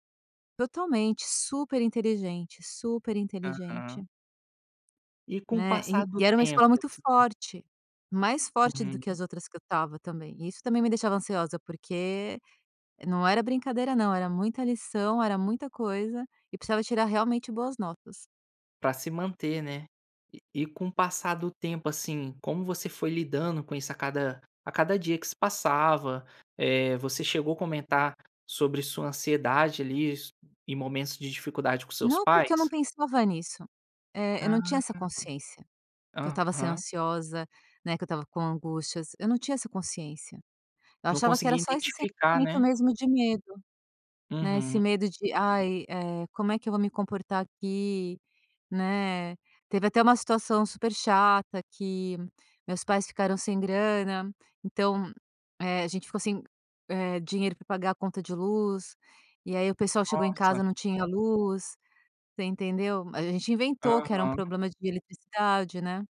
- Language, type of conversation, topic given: Portuguese, podcast, Como você lida com a ansiedade no dia a dia?
- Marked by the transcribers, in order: none